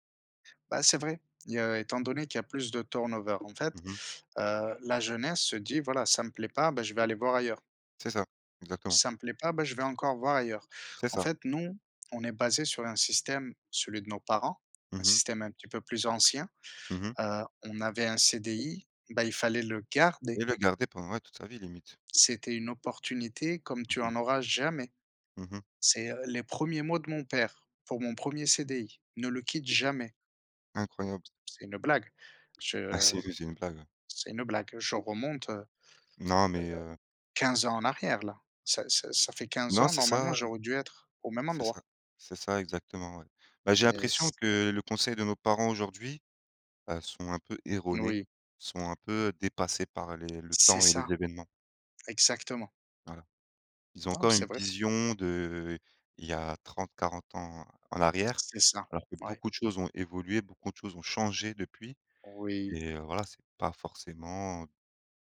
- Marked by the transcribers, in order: tapping; stressed: "garder"; other background noise; stressed: "changé"
- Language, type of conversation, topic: French, unstructured, Qu’est-ce qui te rend triste dans ta vie professionnelle ?